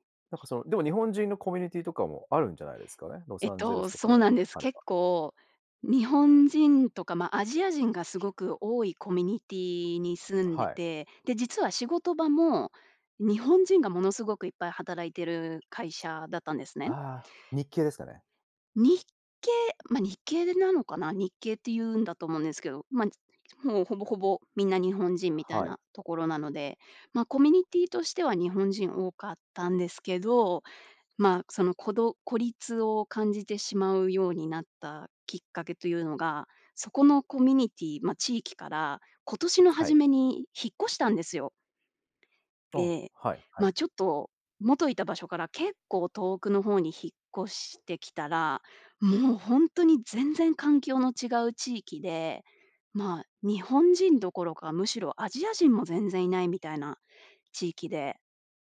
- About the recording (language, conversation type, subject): Japanese, podcast, 孤立を感じた経験はありますか？
- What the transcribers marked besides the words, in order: other background noise; "コミュニティ" said as "コミニティ"; unintelligible speech; "コミュニティ" said as "コミニティ"; "コミュニティ" said as "コミニティ"; other noise